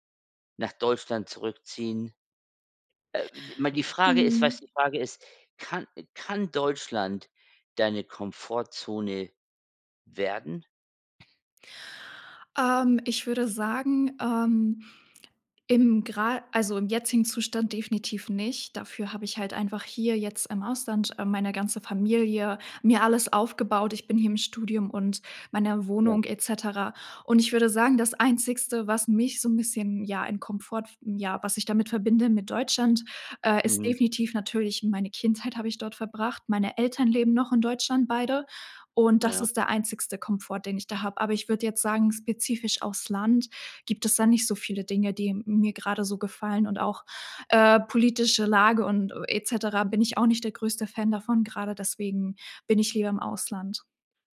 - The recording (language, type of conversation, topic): German, podcast, Was hilft dir, aus der Komfortzone rauszugehen?
- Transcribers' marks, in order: none